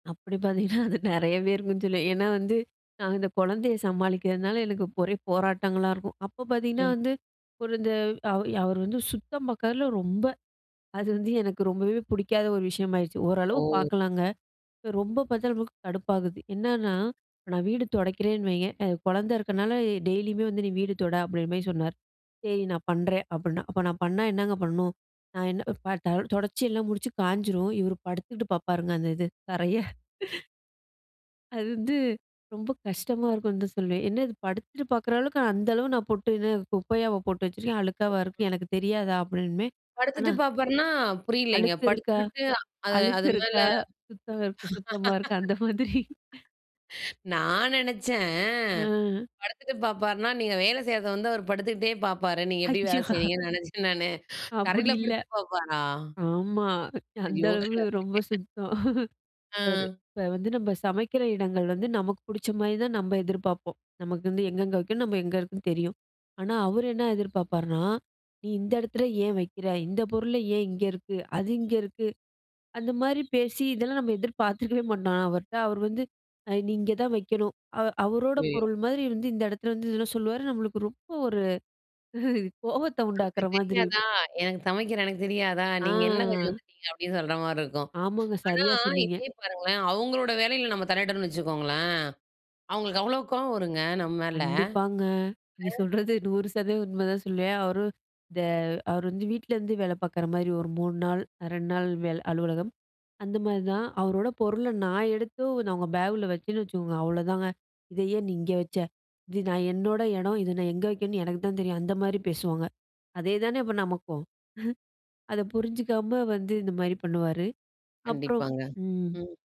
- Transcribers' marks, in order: laughing while speaking: "அப்படி பார்த்தீங்கன்னா அது நிறையவே இருக்கும்னு சொல்வேன்"; unintelligible speech; laughing while speaking: "இவர் படுத்துக்கிட்டு பார்ப்பாருங்க. அந்த இது தரைய"; other background noise; laughing while speaking: "அழுக்கு இருக்கா? சுத்தம், சுத்தமா இருக்கா? அந்த மாதிரி"; laugh; laughing while speaking: "அச்சோ"; laughing while speaking: "அப்படி இல்ல. ஆமா. அந்த அளவு ரொம்ப சுத்தம் அவரு"; chuckle; laughing while speaking: "நம்மளுக்கு ரொம்ப ஒரு கோவத்தை உண்டாக்குற மாதிரி இருக்கும்"; drawn out: "ஆ"; laughing while speaking: "கண்டிப்பாங்க. நீங்க சொல்றது நூறு சதவீதம் உண்மைதான் சொல்லுவேன்"; chuckle
- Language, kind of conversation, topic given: Tamil, podcast, மனைவி அல்லது கணவரிடம் உங்கள் எதிர்பார்ப்புகளை நீங்கள் எப்படித் தெளிவாக வெளிப்படுத்துகிறீர்கள்?